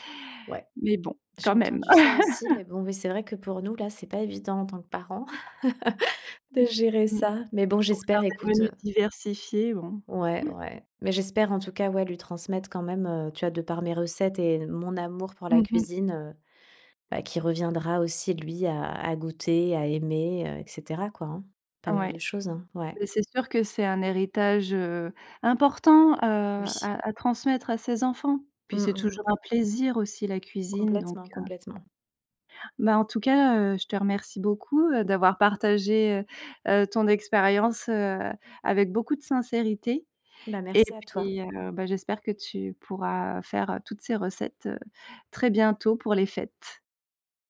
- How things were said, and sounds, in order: laugh; laugh
- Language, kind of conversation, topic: French, podcast, Quelles recettes se transmettent chez toi de génération en génération ?